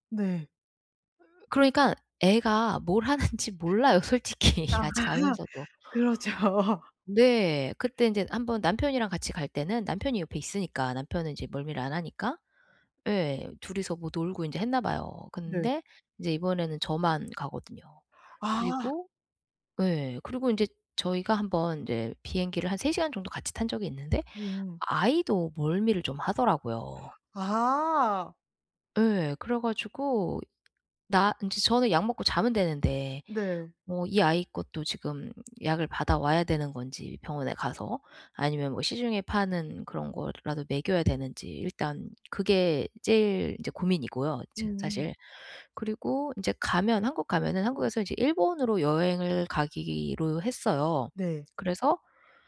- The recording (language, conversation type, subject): Korean, advice, 여행 전에 불안과 스트레스를 어떻게 관리하면 좋을까요?
- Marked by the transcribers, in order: other noise; laughing while speaking: "몰라요. 솔직히 같이 가면서도"; laughing while speaking: "아 그렇죠"; tapping